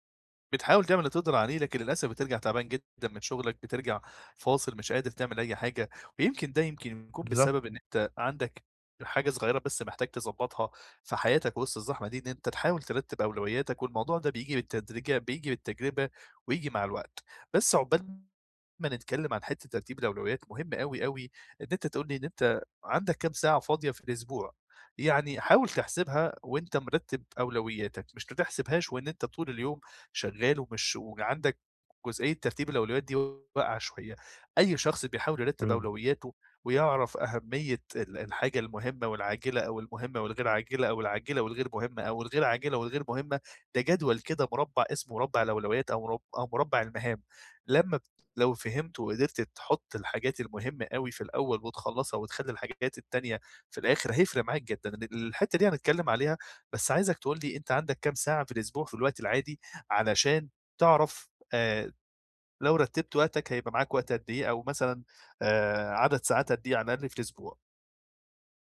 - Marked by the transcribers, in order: none
- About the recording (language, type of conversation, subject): Arabic, advice, إزاي ألاقي وقت لهواياتي مع جدول شغلي المزدحم؟